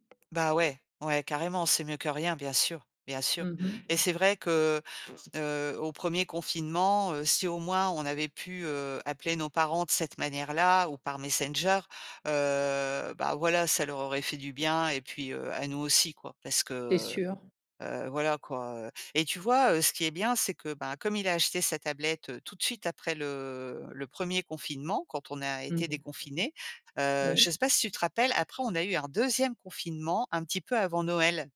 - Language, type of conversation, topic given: French, podcast, Comment entretenir le lien quand sa famille est loin ?
- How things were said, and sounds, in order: tapping; other background noise